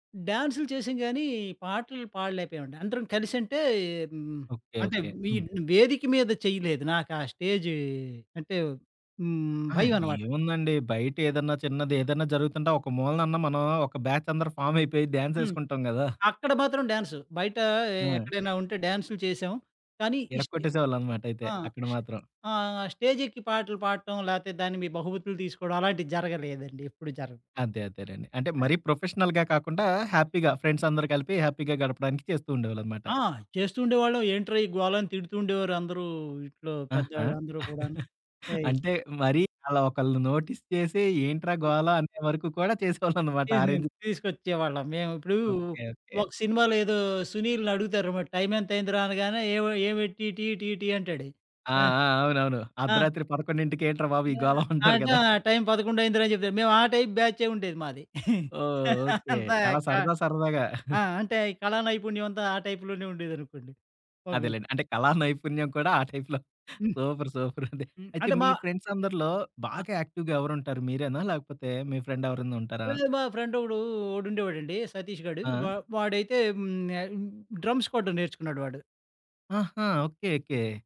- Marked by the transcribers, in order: in English: "స్టేజ్"; other background noise; in English: "బ్యాచ్"; in English: "ఫార్మ్"; in English: "డాన్స్"; in English: "స్టేజ్"; in English: "ప్రొఫెషనల్‌గా"; in English: "హ్యాపీగా ఫ్రెండ్స్"; in English: "హ్యాపీగా"; giggle; in English: "నోటీస్"; giggle; in English: "రేంజ్"; laughing while speaking: "గోలవ అంటారు గదా"; in English: "టైప్"; laugh; giggle; in English: "టైప్"; unintelligible speech; in English: "టైప్‌లో సూపర్ సూపర్"; giggle; in English: "ఫ్రెండ్స్"; in English: "యాక్టివ్‌గా"; in English: "ఫ్రెండ్"; in English: "ఫ్రెండ్"; in English: "డ్రమ్స్"
- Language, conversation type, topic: Telugu, podcast, పాత పాటలు మిమ్మల్ని ఎప్పుడు గత జ్ఞాపకాలలోకి తీసుకెళ్తాయి?